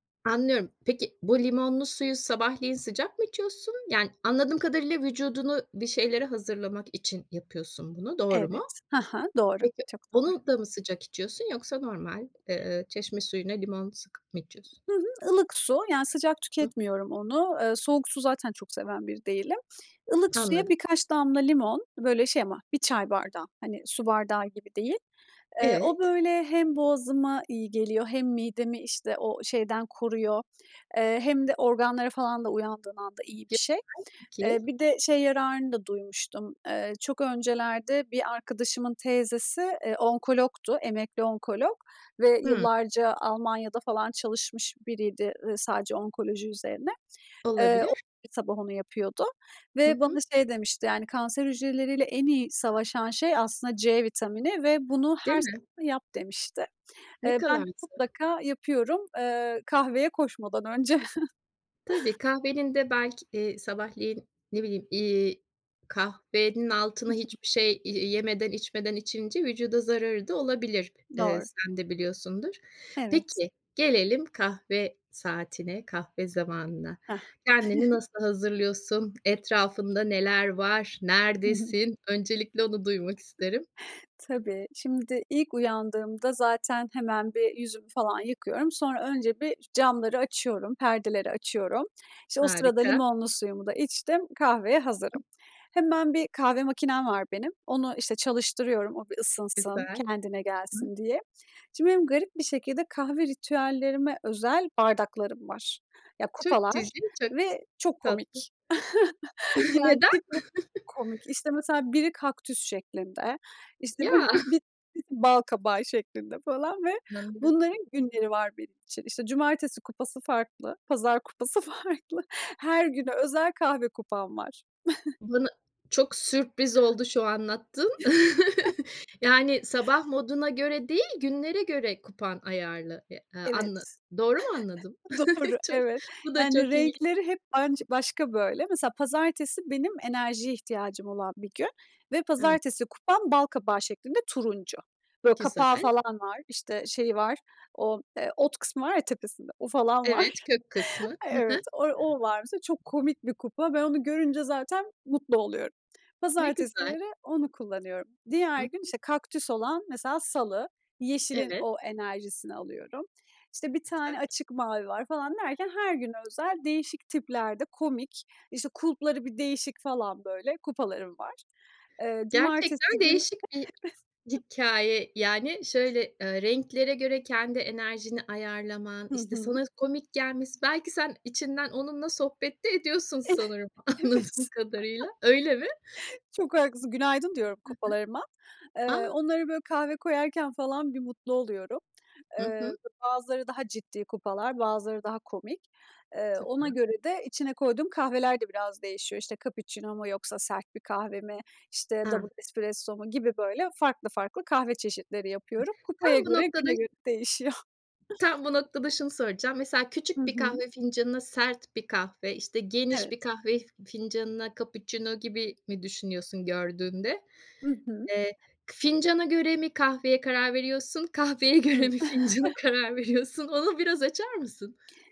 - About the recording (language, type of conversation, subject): Turkish, podcast, Sabah kahve ya da çay içme ritüelin nasıl olur ve senin için neden önemlidir?
- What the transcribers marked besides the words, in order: other background noise; unintelligible speech; chuckle; chuckle; chuckle; other noise; chuckle; laughing while speaking: "farklı"; chuckle; chuckle; chuckle; chuckle; chuckle; laughing while speaking: "Evet"; chuckle; laughing while speaking: "anladığım"; in English: "double"; chuckle; laughing while speaking: "kahveye göre mi fincana karar veriyorsun?"; chuckle